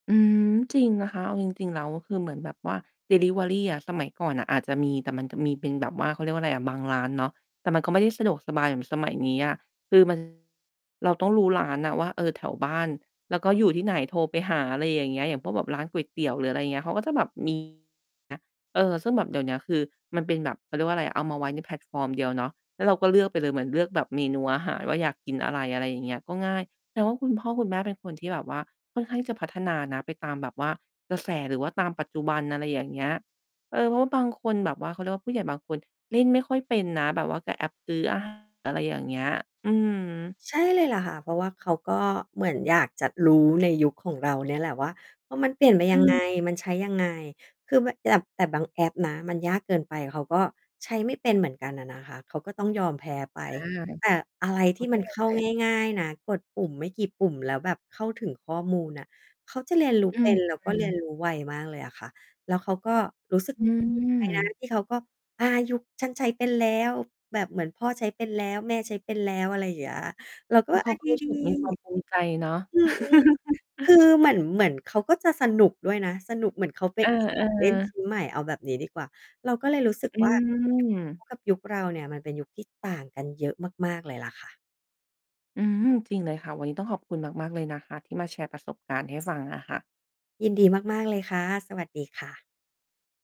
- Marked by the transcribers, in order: distorted speech; tapping; other background noise; chuckle
- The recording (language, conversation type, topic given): Thai, podcast, คุณมองความแตกต่างระหว่างรุ่นพ่อแม่กับรุ่นของคุณอย่างไร?